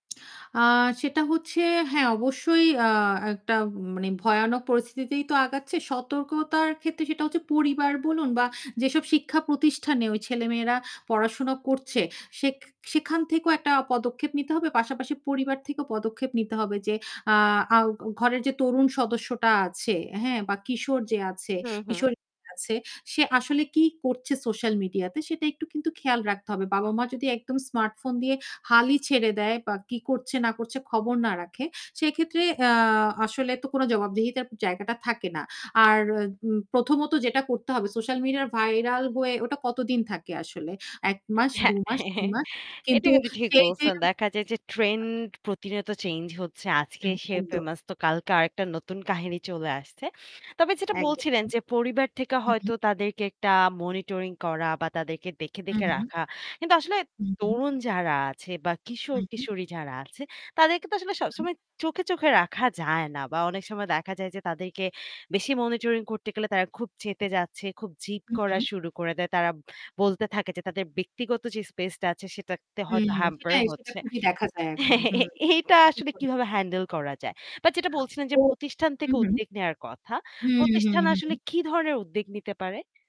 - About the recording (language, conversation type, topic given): Bengali, podcast, সামাজিক মাধ্যমে বিখ্যাত হওয়া মানসিক স্বাস্থ্যে কী প্রভাব ফেলে?
- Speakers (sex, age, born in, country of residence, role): female, 25-29, Bangladesh, Bangladesh, host; female, 35-39, Bangladesh, Finland, guest
- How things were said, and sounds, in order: static; other background noise; distorted speech; tapping; chuckle; unintelligible speech; chuckle; "উদ্যোগ" said as "উদ্দেগ"; "উদ্যোগ" said as "উদ্দেগ"